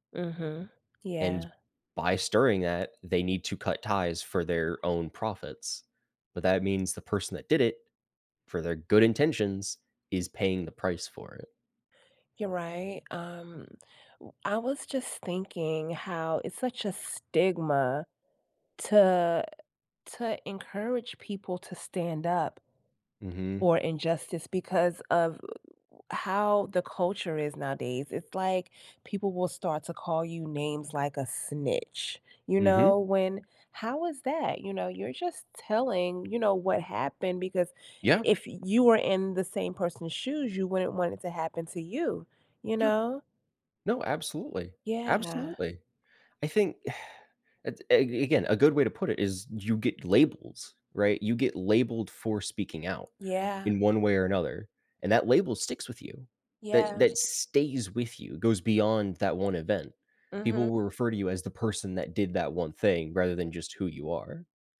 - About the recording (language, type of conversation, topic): English, unstructured, Why do some people stay silent when they see injustice?
- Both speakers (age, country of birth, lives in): 20-24, United States, United States; 45-49, United States, United States
- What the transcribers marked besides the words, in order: tapping; other background noise; sigh